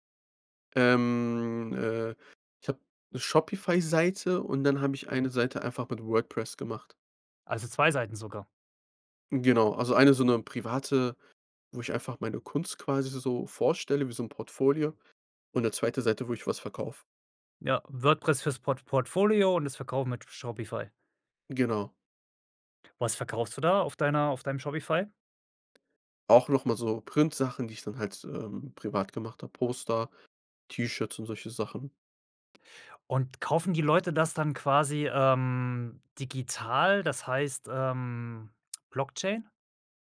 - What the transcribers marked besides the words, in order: none
- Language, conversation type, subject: German, podcast, Welche Apps erleichtern dir wirklich den Alltag?